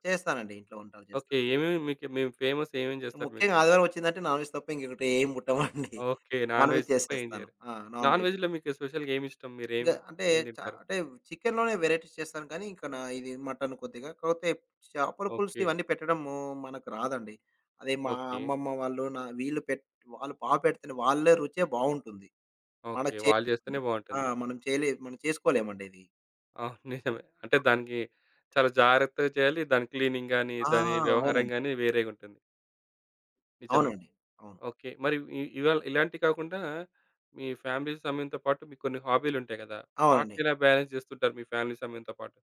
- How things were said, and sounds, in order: in English: "నాన్‌వెజ్"; in English: "నాన్‌వెజ్"; chuckle; in English: "నాన్‌వెజ్"; in English: "నాన్‌వెజ్"; in English: "స్పెషల్‌గా"; in English: "వెరైటీస్"; laughing while speaking: "అవును నిజమే"; in English: "క్లీనింగ్"; in English: "ఫ్యామిలీ"; in English: "బ్యాలెన్స్"; in English: "ఫ్యామిలీ"
- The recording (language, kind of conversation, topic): Telugu, podcast, కుటుంబంతో గడిపే సమయం కోసం మీరు ఏ విధంగా సమయ పట్టిక రూపొందించుకున్నారు?